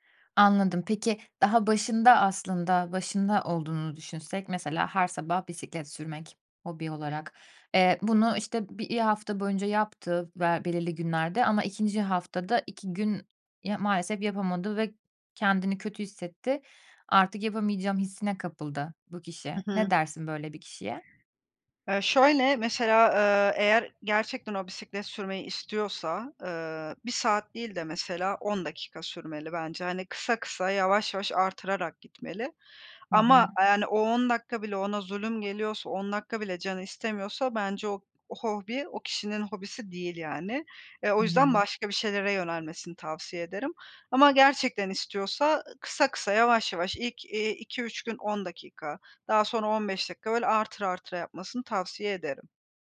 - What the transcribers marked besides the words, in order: other background noise; tapping
- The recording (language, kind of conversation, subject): Turkish, podcast, Hobiler kişisel tatmini ne ölçüde etkiler?